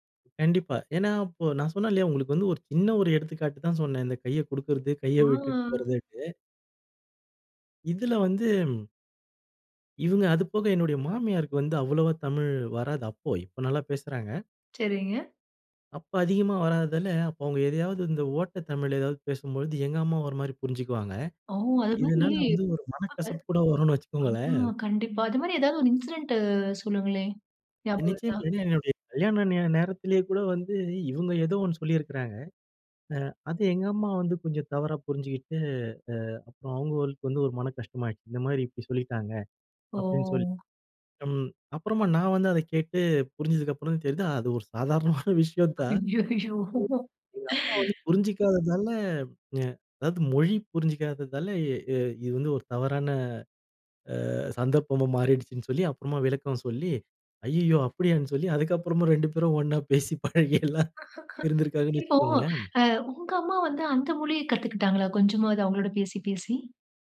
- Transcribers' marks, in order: laughing while speaking: "இன்சிடென்ட்டு"; other background noise; laughing while speaking: "ஐயய்யோ!"; laughing while speaking: "சாதாரணமான விஷயம் தான்"; unintelligible speech; exhale; laughing while speaking: "ஒண்ணா பேசி, பழகி எல்லாம்"; chuckle
- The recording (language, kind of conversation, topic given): Tamil, podcast, மொழி வேறுபாடு காரணமாக அன்பு தவறாகப் புரிந்து கொள்ளப்படுவதா? உதாரணம் சொல்ல முடியுமா?